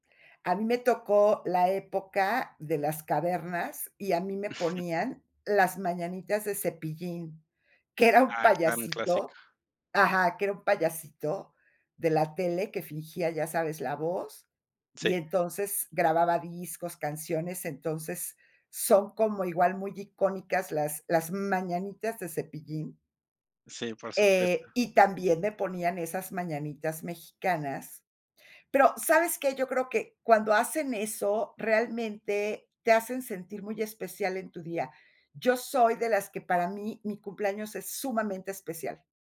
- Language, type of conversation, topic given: Spanish, podcast, ¿Qué tradiciones familiares mantienen en casa?
- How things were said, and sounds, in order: chuckle